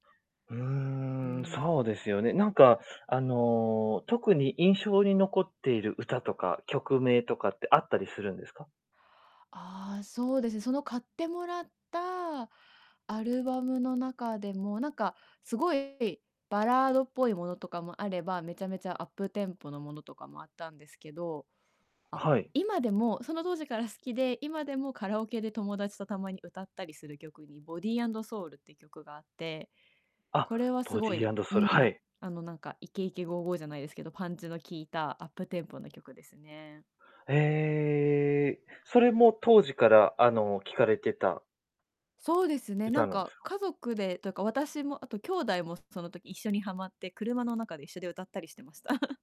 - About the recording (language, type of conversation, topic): Japanese, podcast, 最初にハマった音楽は何でしたか？
- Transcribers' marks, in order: distorted speech; chuckle